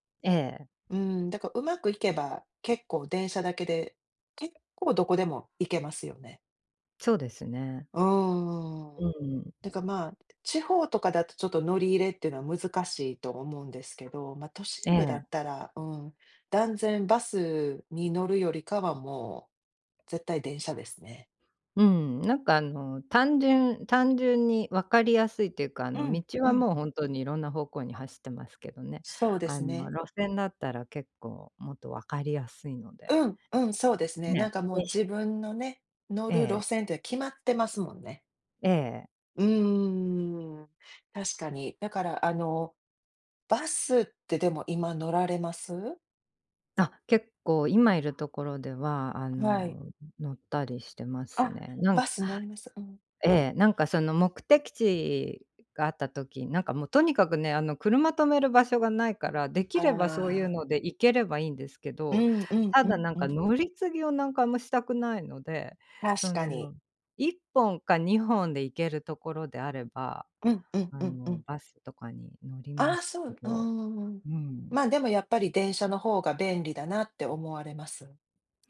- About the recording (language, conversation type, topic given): Japanese, unstructured, 電車とバスでは、どちらの移動手段がより便利ですか？
- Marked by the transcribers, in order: tapping; other background noise; drawn out: "うーん"